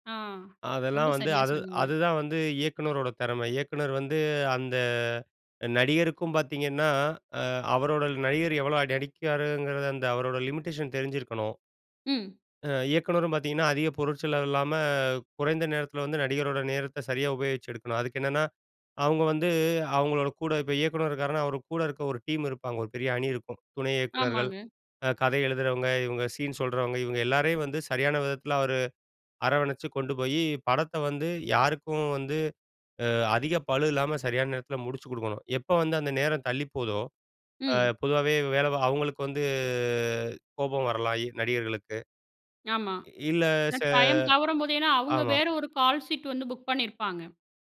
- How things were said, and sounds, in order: in English: "லிமிட்டேஷன்"; in English: "டீம்"; in English: "கால்ஷீட்"
- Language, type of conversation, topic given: Tamil, podcast, இயக்குனரும் நடிகரும் இடையே நல்ல ஒத்துழைப்பு எப்படி உருவாகிறது?